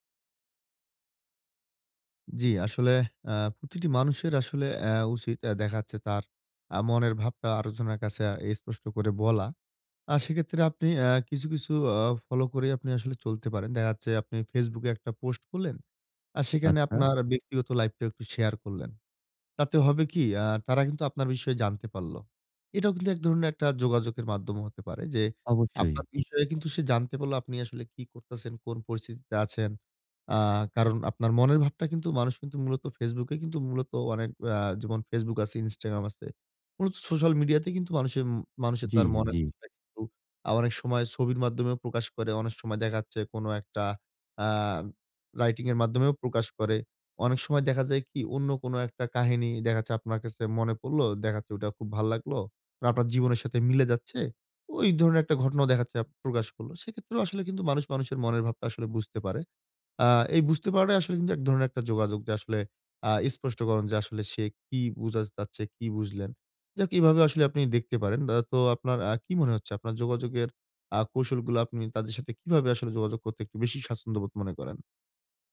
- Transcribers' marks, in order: none
- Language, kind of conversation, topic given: Bengali, advice, আমি কীভাবে আরও স্পষ্ট ও কার্যকরভাবে যোগাযোগ করতে পারি?